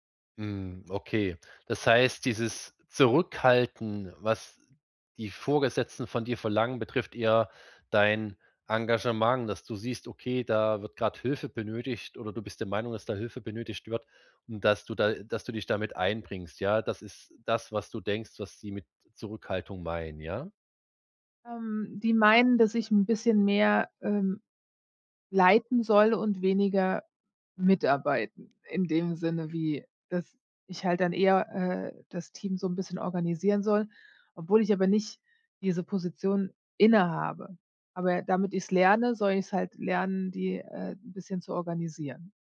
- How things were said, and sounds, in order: none
- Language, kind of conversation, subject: German, advice, Ist jetzt der richtige Zeitpunkt für einen Jobwechsel?